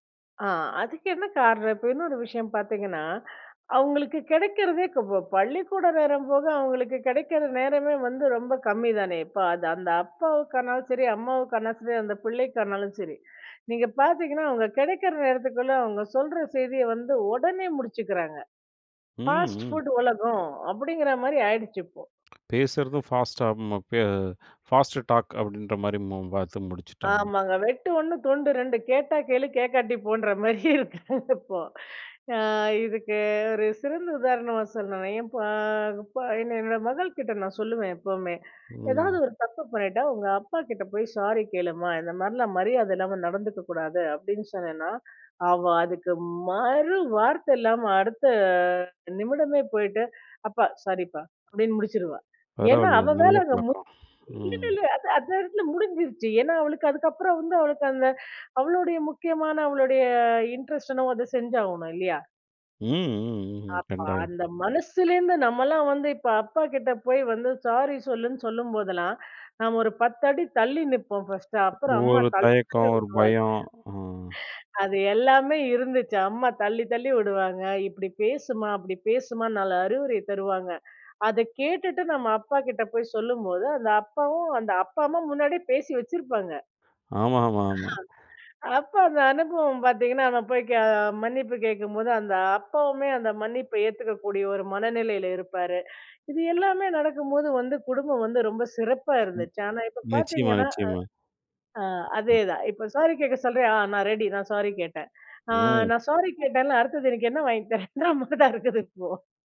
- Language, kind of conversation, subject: Tamil, podcast, இப்போது பெற்றோரும் பிள்ளைகளும் ஒருவருடன் ஒருவர் பேசும் முறை எப்படி இருக்கிறது?
- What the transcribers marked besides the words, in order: in English: "ஃபாஸ்ட் ஃபுட்"; tongue click; other noise; laughing while speaking: "மாரி இருக்காங்க இப்போ"; other background noise; "கட்டாயம்" said as "கண்டாயம்"; unintelligible speech